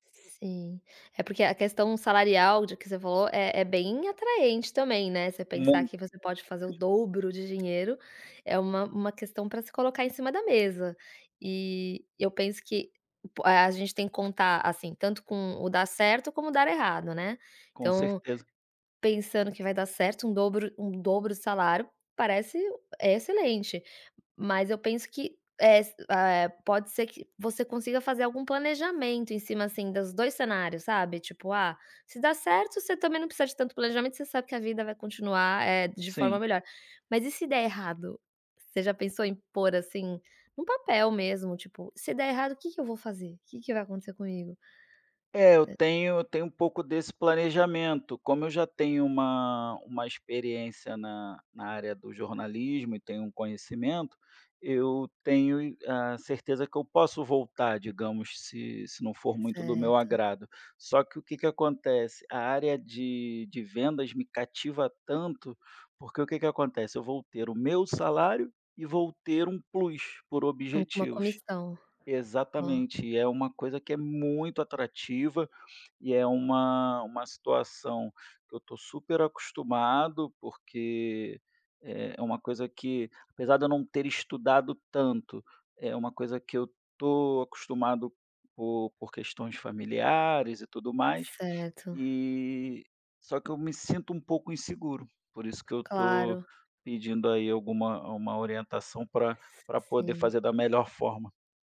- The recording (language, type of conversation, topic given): Portuguese, advice, Como posso lidar com o medo intenso de falhar ao assumir uma nova responsabilidade?
- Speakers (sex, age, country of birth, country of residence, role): female, 40-44, Brazil, United States, advisor; male, 35-39, Brazil, Spain, user
- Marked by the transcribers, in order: tapping